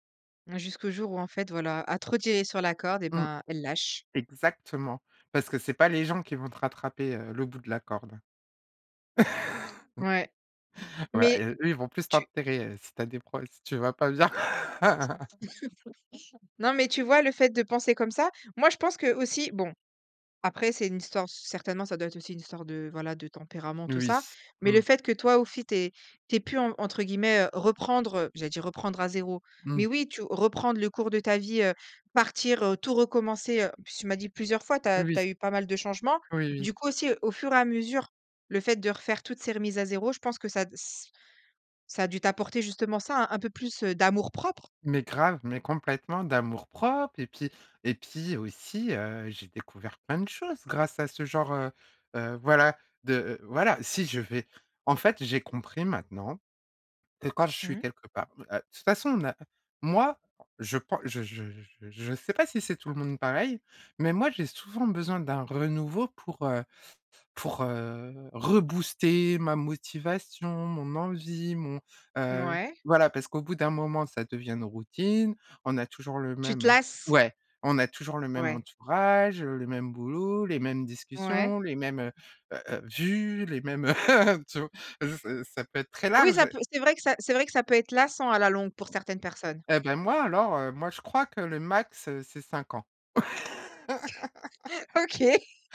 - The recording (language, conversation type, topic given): French, podcast, Pouvez-vous raconter un moment où vous avez dû tout recommencer ?
- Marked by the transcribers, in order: chuckle; laugh; "aussi" said as "aufi"; tapping; other background noise; stressed: "renouveau"; stressed: "rebooster"; chuckle; chuckle; laughing while speaking: "OK"; laugh